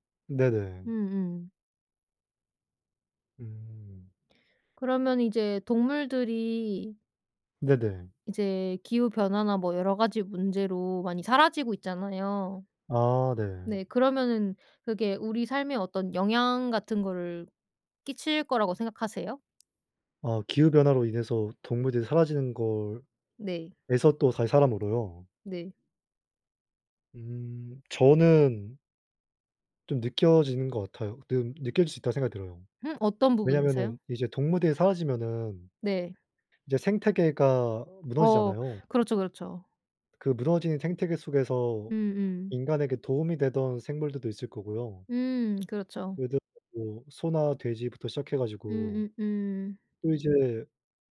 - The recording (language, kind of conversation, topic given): Korean, unstructured, 기후 변화로 인해 사라지는 동물들에 대해 어떻게 느끼시나요?
- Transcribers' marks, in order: other background noise; tapping